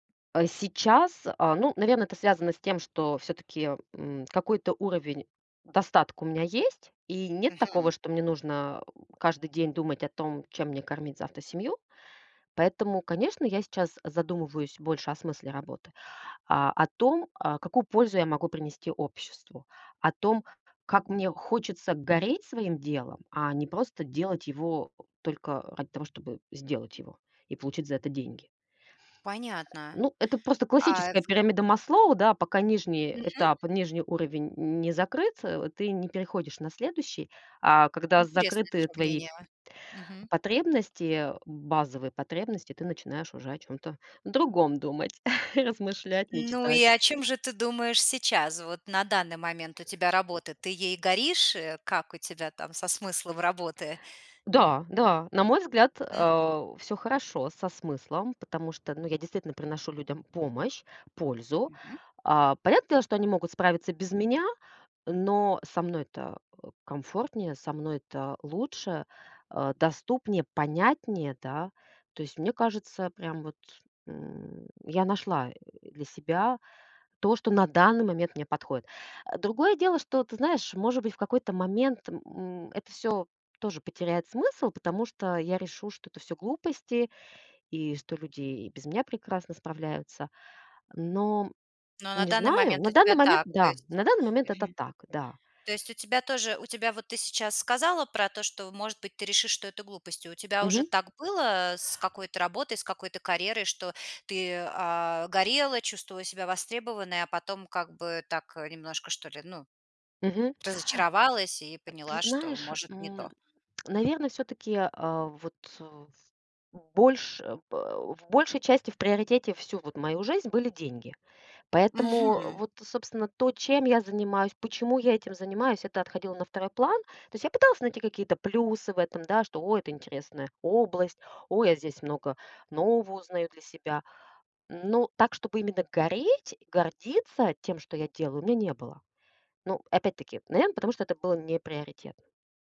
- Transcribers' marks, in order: grunt; grunt; tapping; chuckle; other background noise
- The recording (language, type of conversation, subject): Russian, podcast, Что для тебя важнее: деньги или смысл работы?